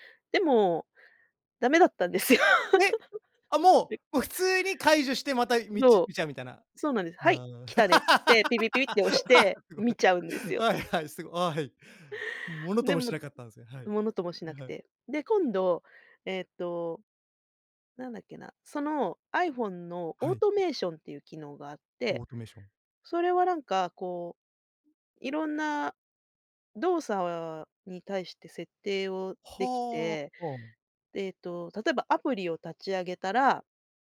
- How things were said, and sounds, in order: laughing while speaking: "ダメだったんですよ。なんか"; laugh; laughing while speaking: "すごい。はい はい"; chuckle; other background noise; in English: "オートメーション"
- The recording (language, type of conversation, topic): Japanese, podcast, スマホの使いすぎを減らすにはどうすればいいですか？